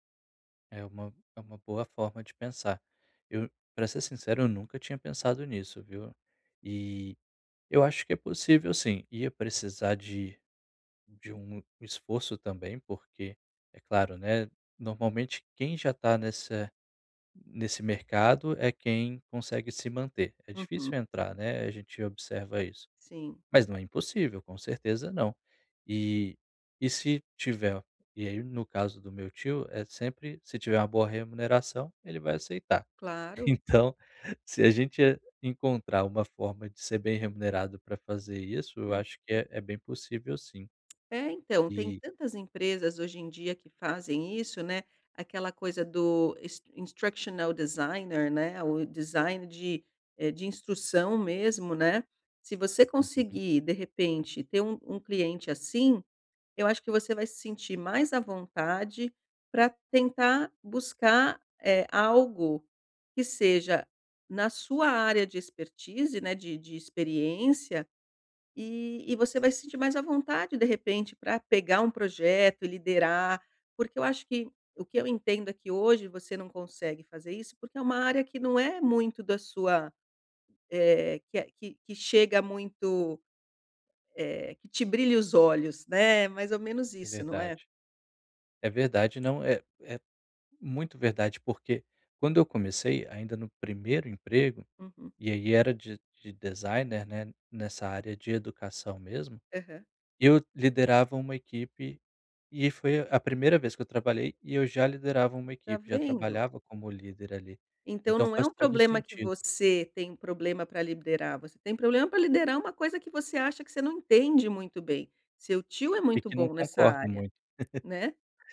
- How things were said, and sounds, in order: in English: "is instructional designer"; laugh
- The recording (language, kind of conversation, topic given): Portuguese, advice, Como posso dizer não sem sentir culpa ou medo de desapontar os outros?